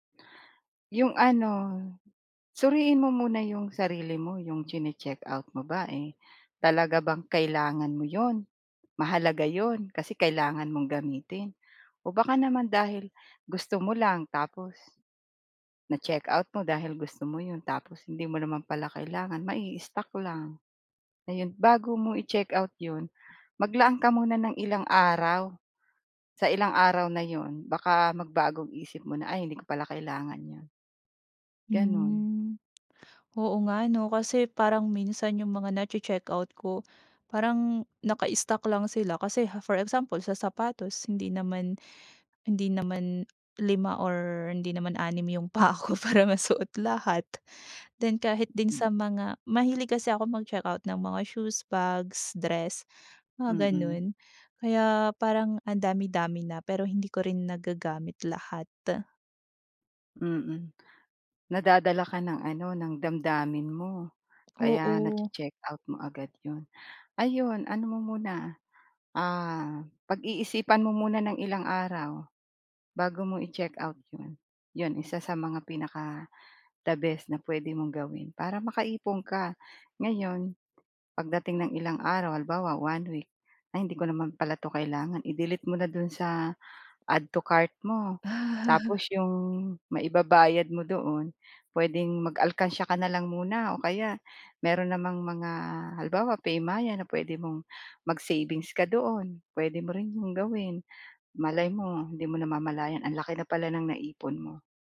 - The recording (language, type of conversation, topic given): Filipino, advice, Paano ko mababalanse ang kasiyahan ngayon at seguridad sa pera para sa kinabukasan?
- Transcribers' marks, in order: other background noise